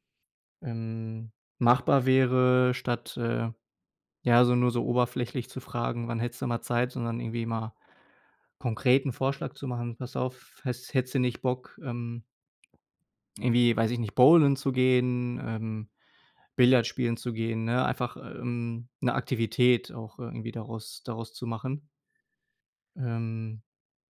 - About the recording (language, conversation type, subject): German, advice, Wie kann ich mit Einsamkeit trotz Arbeit und Alltag besser umgehen?
- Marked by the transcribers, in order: none